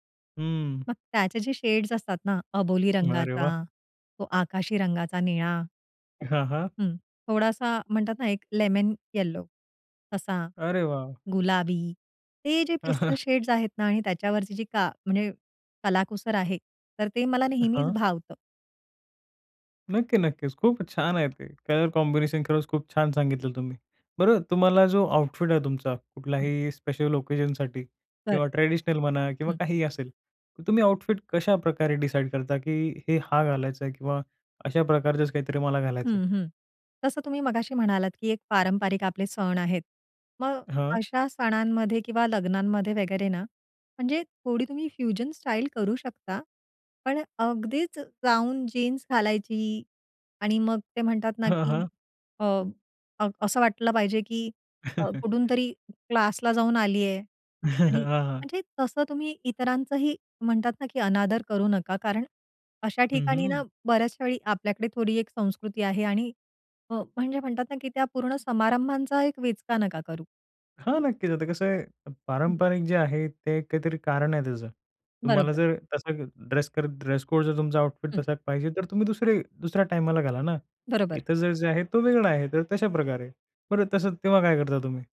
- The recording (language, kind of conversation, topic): Marathi, podcast, पाश्चिमात्य आणि पारंपरिक शैली एकत्र मिसळल्यावर तुम्हाला कसे वाटते?
- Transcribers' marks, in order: tapping; in English: "पेस्टल"; chuckle; other noise; in English: "कॉम्बिनेशन"; in English: "आउटफिट"; in English: "ओकेजनसाठी"; in English: "आउटफिट"; in English: "फ्युजन"; chuckle; chuckle; in English: "ड्रेस कोड"; in English: "आउटफिट"